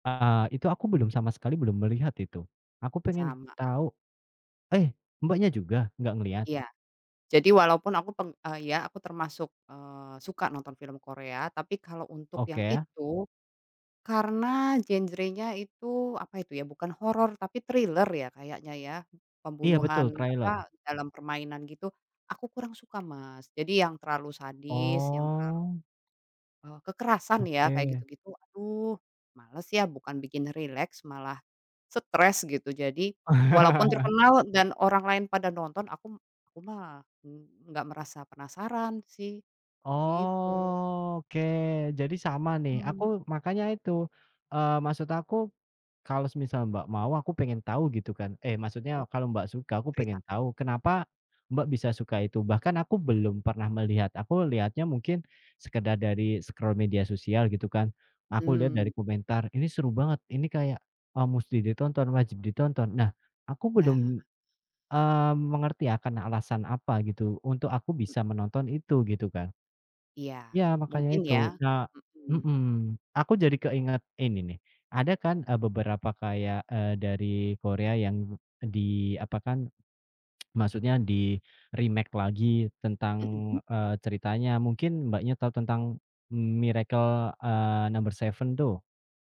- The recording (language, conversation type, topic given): Indonesian, unstructured, Apa film favorit yang pernah kamu tonton, dan kenapa?
- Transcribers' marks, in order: in English: "trailer"; drawn out: "Oh"; chuckle; tapping; in English: "scroll"; tongue click; in English: "di-remake"